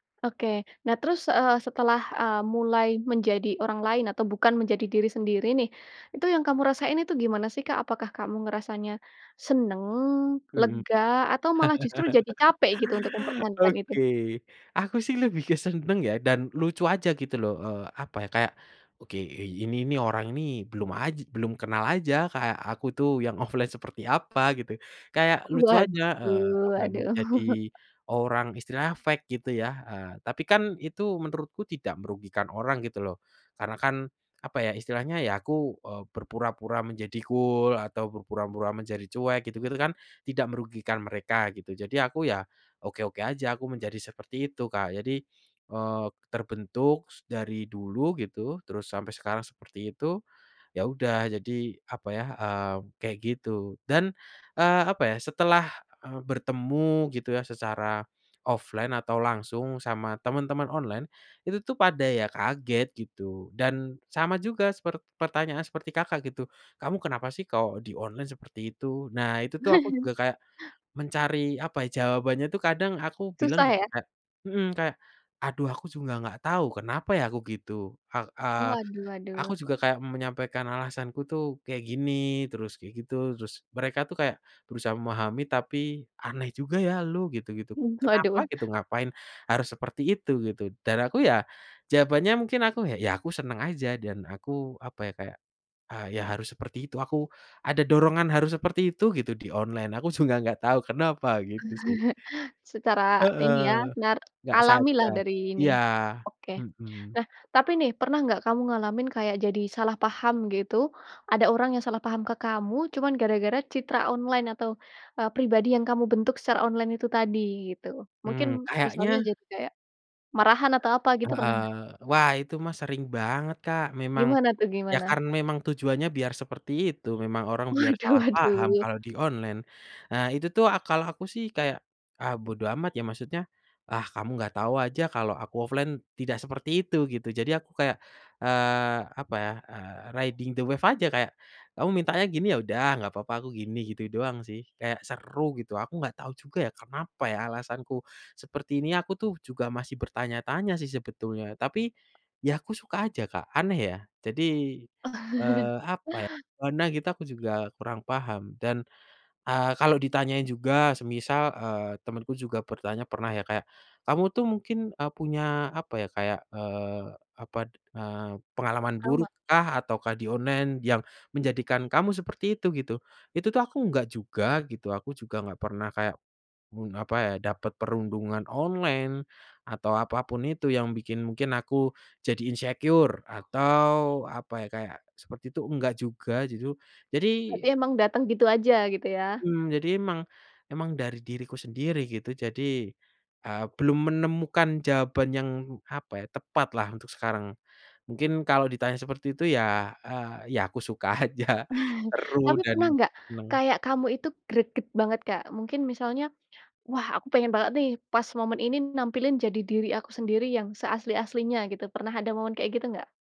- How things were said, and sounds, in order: laugh; in English: "offline"; in English: "fake"; chuckle; in English: "cool"; in English: "offline"; chuckle; chuckle; laughing while speaking: "Waduh"; in English: "offline"; in English: "riding the wave"; chuckle; in English: "insecure"; other background noise; chuckle
- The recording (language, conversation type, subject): Indonesian, podcast, Pernah nggak kamu merasa seperti bukan dirimu sendiri di dunia online?